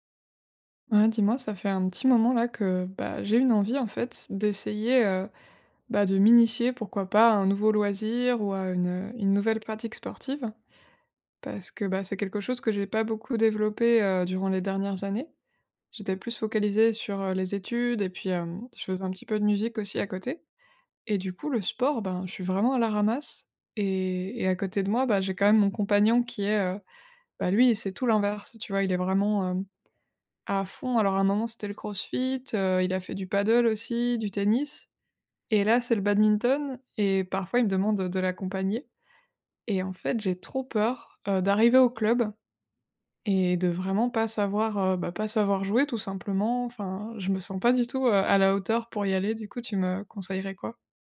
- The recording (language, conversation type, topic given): French, advice, Comment surmonter ma peur d’échouer pour essayer un nouveau loisir ou un nouveau sport ?
- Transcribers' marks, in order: other background noise